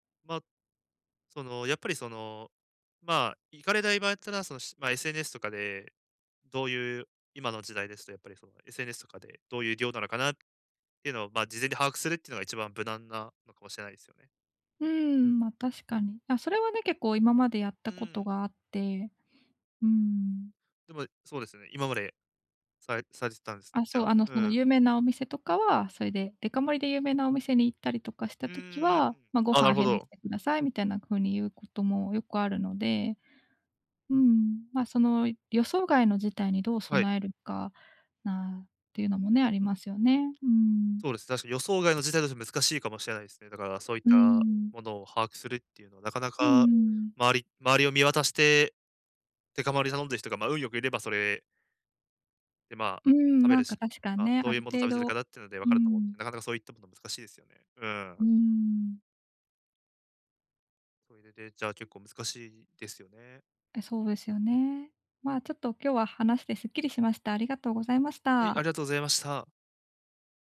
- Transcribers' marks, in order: none
- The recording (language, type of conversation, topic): Japanese, advice, 外食のとき、健康に良い選び方はありますか？